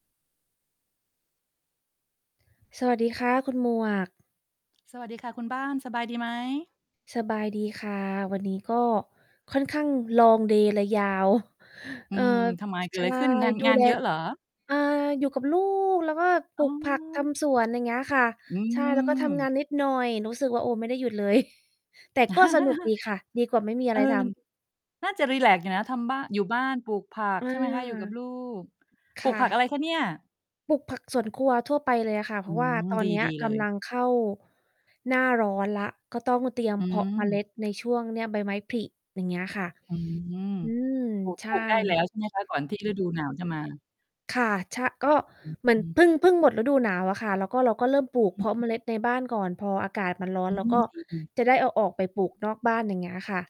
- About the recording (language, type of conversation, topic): Thai, unstructured, อะไรคือสิ่งที่สำคัญที่สุดในความสัมพันธ์ระยะยาว?
- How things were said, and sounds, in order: in English: "Long day"; chuckle; tapping; distorted speech